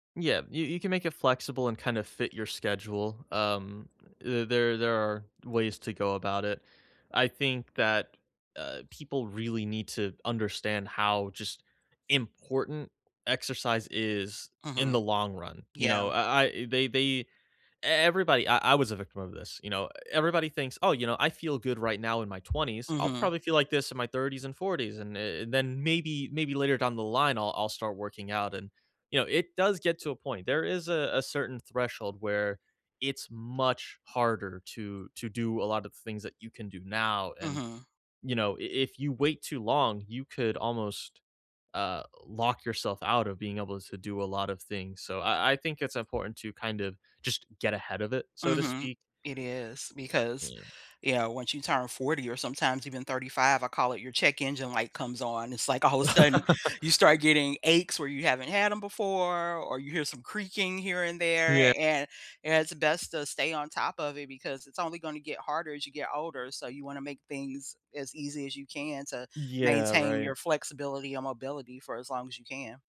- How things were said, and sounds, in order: laughing while speaking: "all"; laugh; tapping
- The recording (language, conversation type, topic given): English, unstructured, How can I start exercising when I know it's good for me?